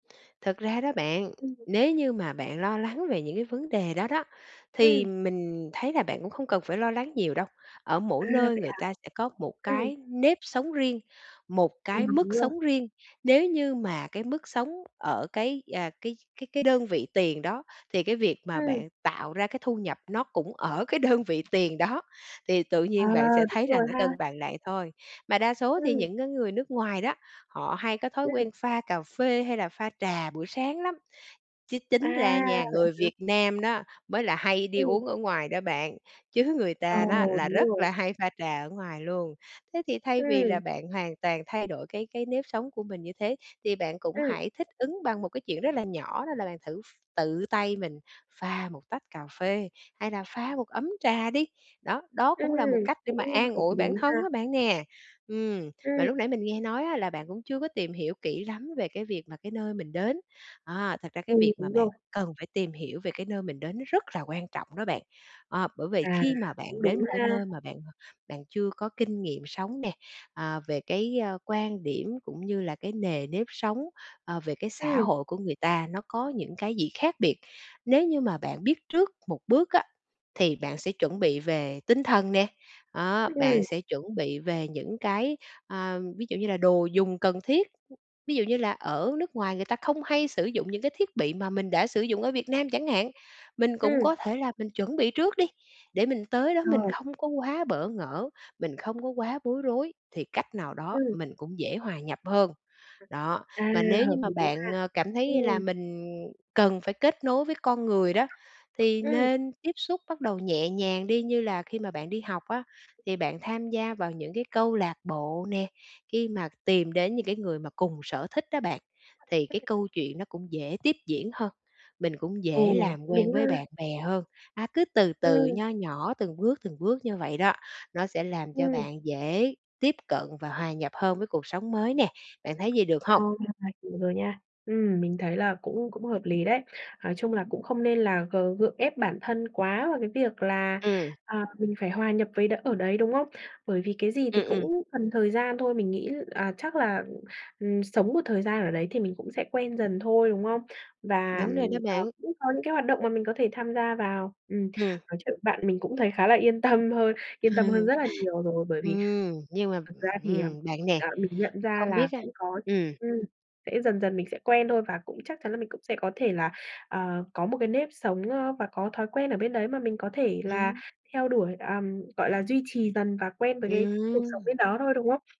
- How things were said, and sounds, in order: other background noise; laughing while speaking: "đơn vị tiền"; laughing while speaking: "chứ"; unintelligible speech; unintelligible speech; tapping; laughing while speaking: "yên tâm hơn"; laugh
- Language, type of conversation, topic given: Vietnamese, advice, Làm thế nào để thích nghi khi chuyển đến thành phố mới và dần xây dựng lại các mối quan hệ, thói quen sau khi rời xa những điều cũ?